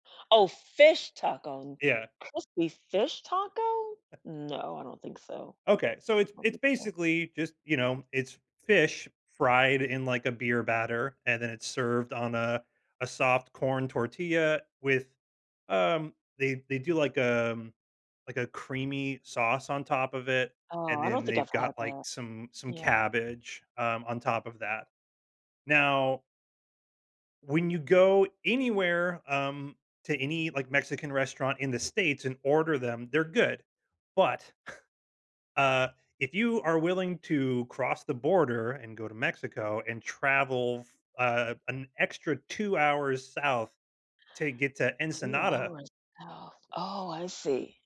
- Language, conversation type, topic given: English, unstructured, How can I choose meals that make me feel happiest?
- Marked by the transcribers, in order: stressed: "fish"; tapping; anticipating: "fish taco?"; chuckle; scoff; gasp